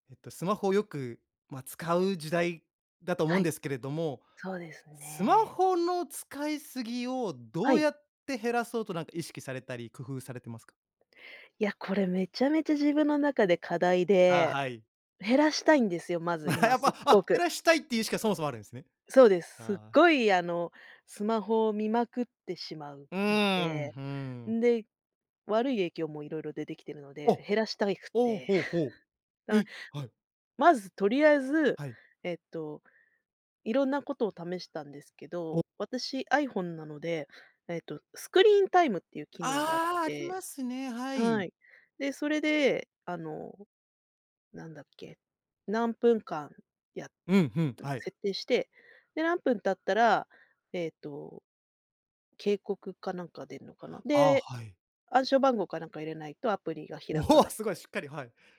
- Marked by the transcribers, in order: laugh; chuckle
- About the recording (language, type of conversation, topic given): Japanese, podcast, スマホの使いすぎを減らすにはどうすればいいですか？